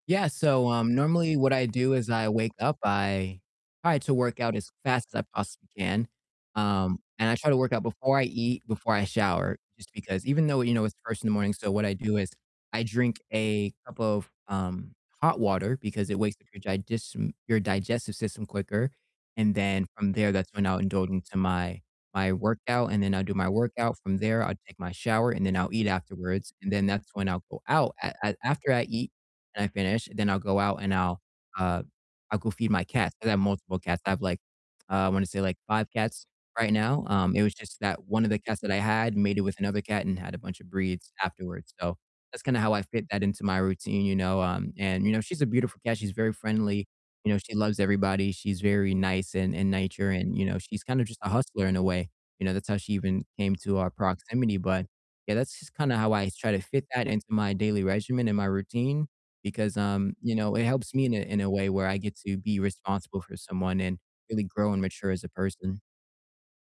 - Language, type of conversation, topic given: English, unstructured, How do pets change the way you feel on a bad day?
- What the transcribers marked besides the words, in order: distorted speech; "diges" said as "didishum"; tapping